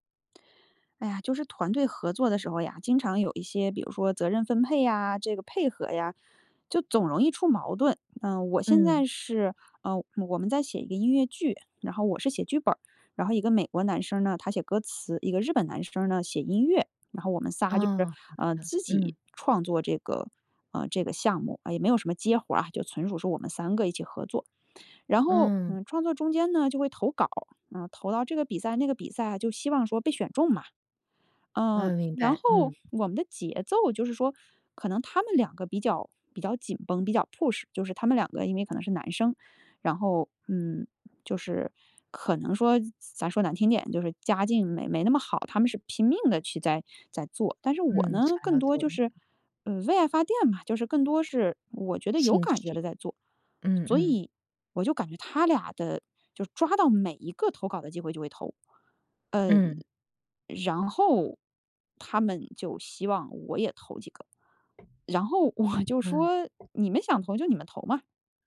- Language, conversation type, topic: Chinese, advice, 如何建立清晰的團隊角色與責任，並提升協作效率？
- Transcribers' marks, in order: in English: "push"; laughing while speaking: "我"; tapping